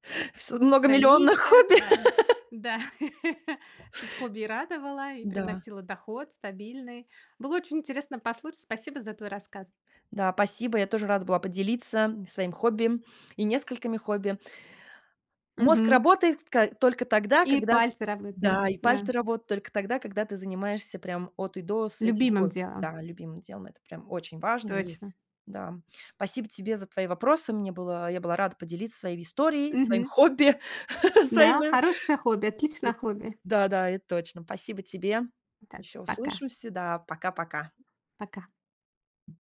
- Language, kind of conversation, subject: Russian, podcast, О каком своём любимом творческом хобби ты мог(ла) бы рассказать?
- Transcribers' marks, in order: laugh; chuckle; unintelligible speech; tapping